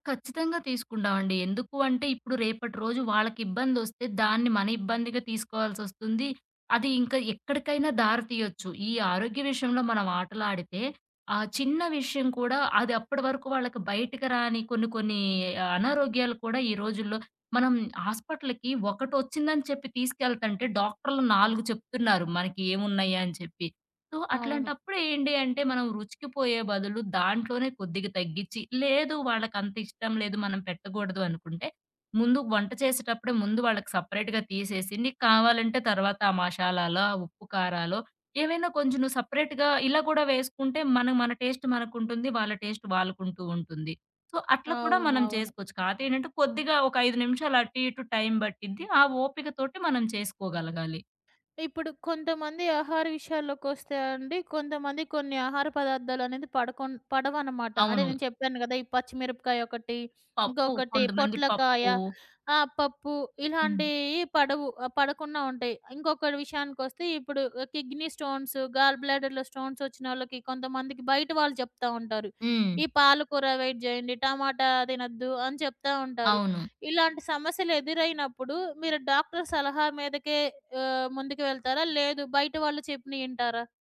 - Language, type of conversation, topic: Telugu, podcast, వయస్సు పెరిగేకొద్దీ మీ ఆహార రుచుల్లో ఏలాంటి మార్పులు వచ్చాయి?
- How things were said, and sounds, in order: in English: "హాస్పిటల్‌కి"; in English: "సో"; in English: "సపరేట్‌గా"; in English: "సపరేట్‌గా"; in English: "టేస్ట్"; in English: "టేస్ట్"; in English: "సో"; other background noise; in English: "కిడ్నీ స్టోన్స్, గాల్ బ్లాడర్‌లో స్టోన్స్"; in English: "అవాయిడ్"